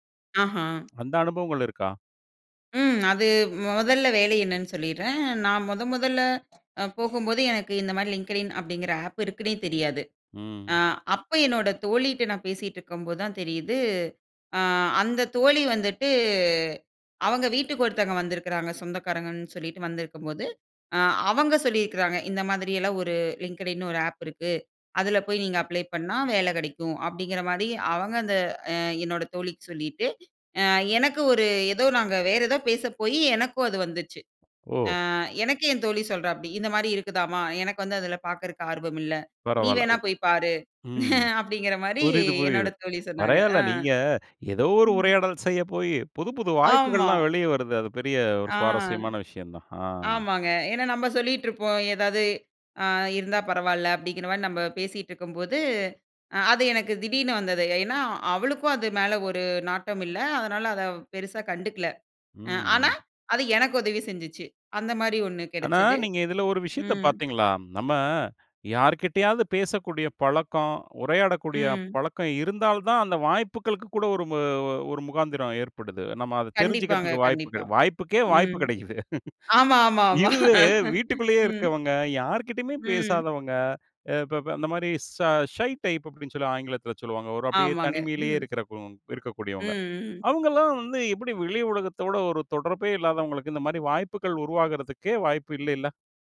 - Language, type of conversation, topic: Tamil, podcast, சிறு உரையாடலால் பெரிய வாய்ப்பு உருவாகலாமா?
- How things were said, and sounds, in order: lip smack; in English: "அப்ளை"; "பரவால்ல" said as "பராயால்ல"; laugh; drawn out: "ஆ"; laugh; laugh; in English: "ஷை டைப்"